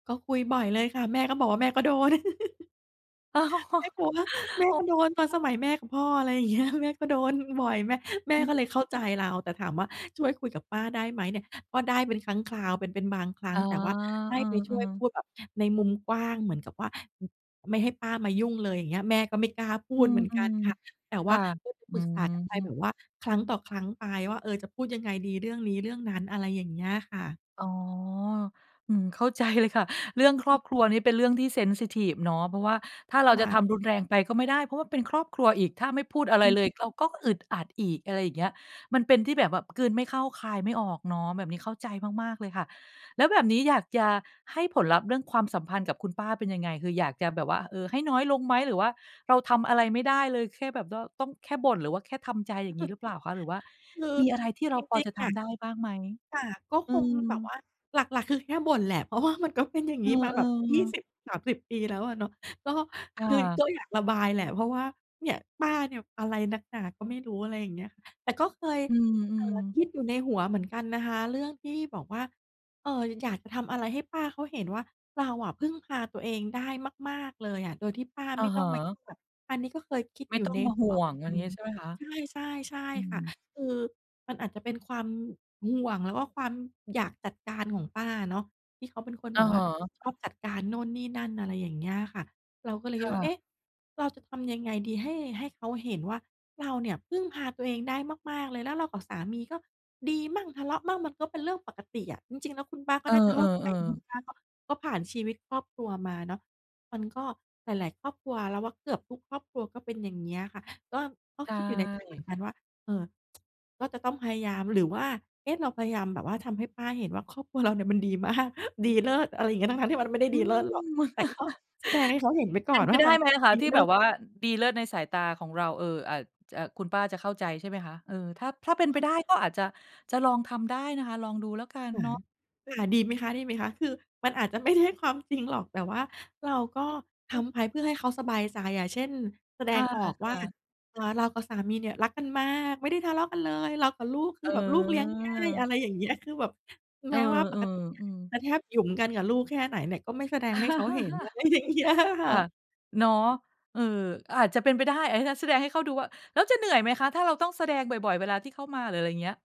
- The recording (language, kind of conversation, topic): Thai, advice, จะบอกขอบเขตส่วนตัวกับญาติที่ชอบเข้ามาแทรกแซงบ่อยๆ อย่างไร?
- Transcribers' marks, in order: chuckle; laughing while speaking: "อ๋อ"; put-on voice: "เงี้ย"; other noise; laughing while speaking: "ใจ"; in English: "เซนซิทิฟ"; "บก็" said as "ด้อ"; chuckle; laughing while speaking: "เพราะว่า"; tsk; laughing while speaking: "มาก"; chuckle; chuckle; laughing while speaking: "อะไรอย่างเงี้ย"